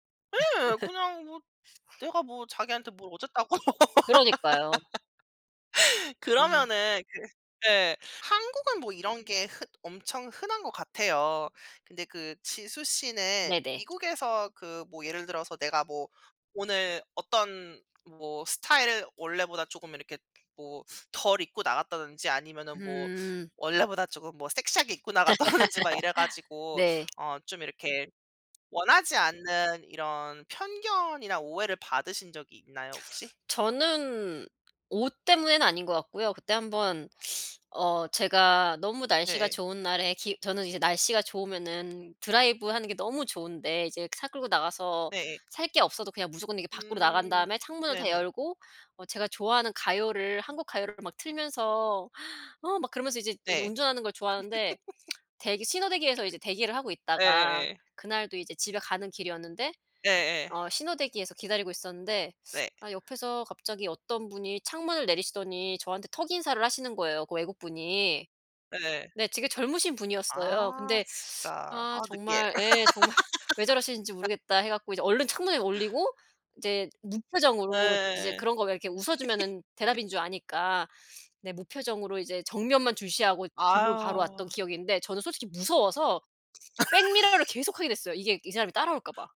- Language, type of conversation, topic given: Korean, unstructured, 외모로 사람을 판단하는 문화에 대해 어떻게 생각하세요?
- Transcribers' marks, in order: laugh; other noise; laugh; other background noise; laughing while speaking: "나갔다든지"; laugh; tapping; laugh; lip smack; laugh; laugh